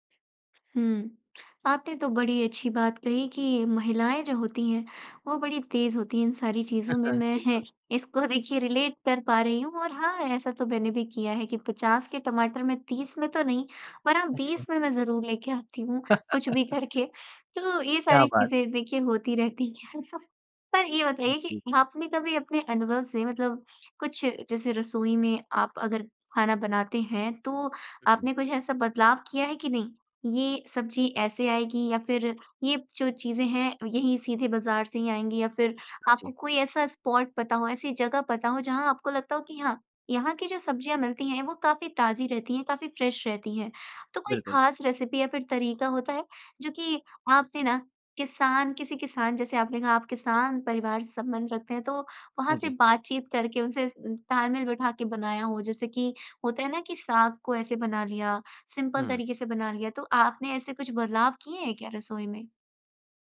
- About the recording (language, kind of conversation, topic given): Hindi, podcast, क्या आपने कभी किसान से सीधे सब्ज़ियाँ खरीदी हैं, और आपका अनुभव कैसा रहा?
- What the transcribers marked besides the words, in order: chuckle; laughing while speaking: "है"; in English: "रिलेट"; laugh; laughing while speaking: "कुछ भी करके"; chuckle; in English: "स्पॉट"; in English: "फ़्रेश"; in English: "रेसिपी"; in English: "सिंपल"